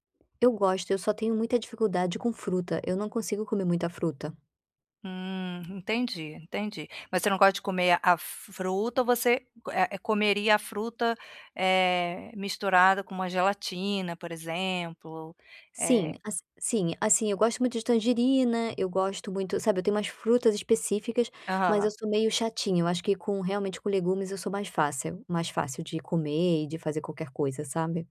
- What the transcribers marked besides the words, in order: tapping; other background noise
- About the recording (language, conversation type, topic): Portuguese, advice, Como posso comer de forma mais saudável sem gastar muito?